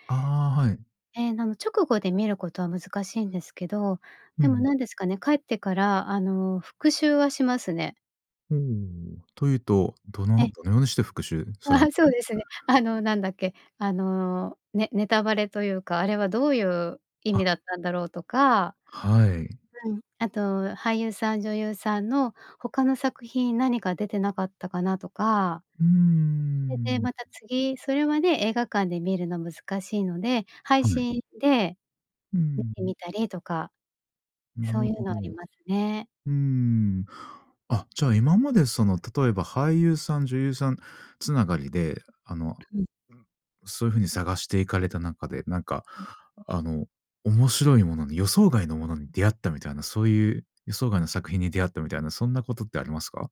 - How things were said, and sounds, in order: laugh; other noise; other background noise
- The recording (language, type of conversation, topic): Japanese, podcast, 映画は映画館で観るのと家で観るのとでは、どちらが好きですか？